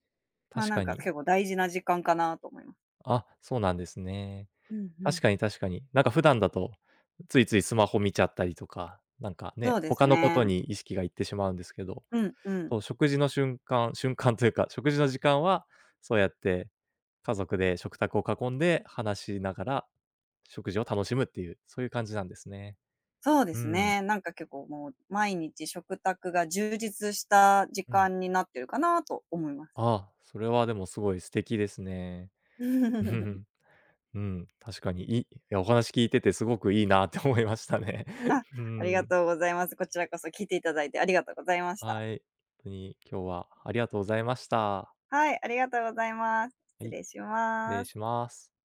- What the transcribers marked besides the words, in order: tapping; chuckle; laughing while speaking: "良いなって思いましたね"
- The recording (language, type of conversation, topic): Japanese, podcast, 食卓の雰囲気づくりで、特に何を大切にしていますか？